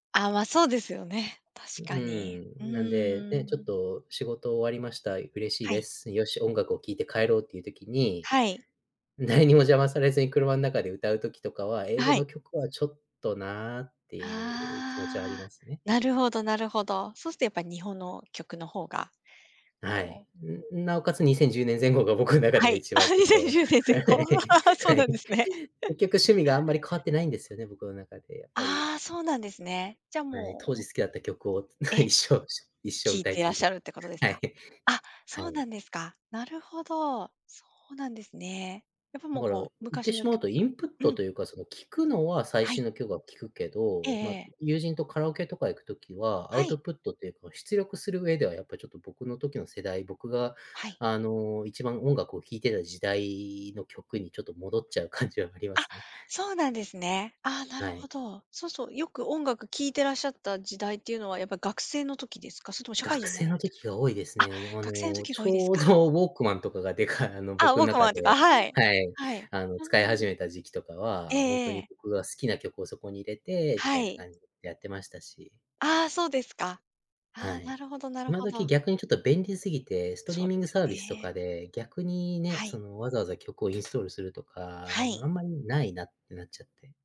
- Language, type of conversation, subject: Japanese, podcast, 新しい音楽はどのように見つけていますか？
- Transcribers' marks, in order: laughing while speaking: "僕ん"; laughing while speaking: "にせんじゅうねん 前後"; laughing while speaking: "はい はい"; laugh; chuckle; tapping; laughing while speaking: "感じ"; unintelligible speech